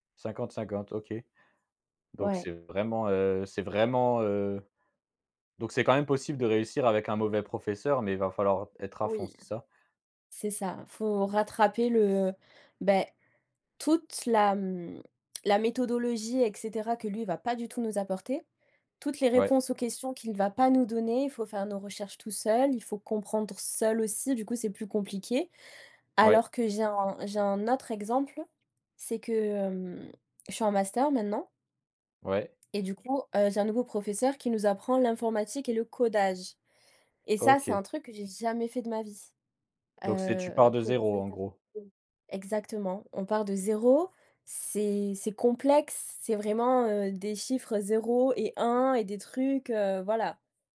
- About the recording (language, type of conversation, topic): French, podcast, Quel rôle, selon toi, un bon professeur joue-t-il dans l’apprentissage ?
- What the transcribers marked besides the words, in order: tapping; stressed: "codage"; stressed: "jamais"; unintelligible speech